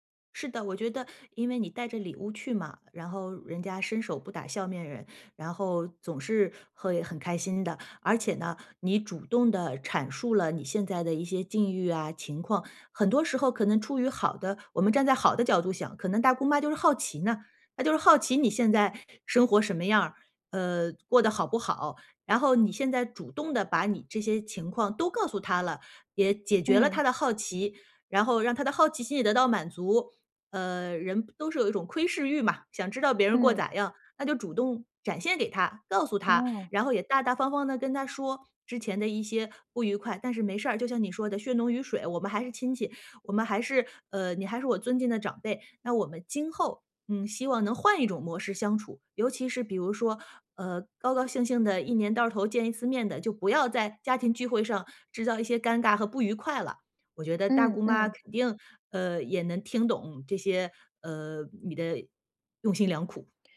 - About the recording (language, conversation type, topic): Chinese, advice, 如何在家庭聚会中既保持和谐又守住界限？
- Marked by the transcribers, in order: none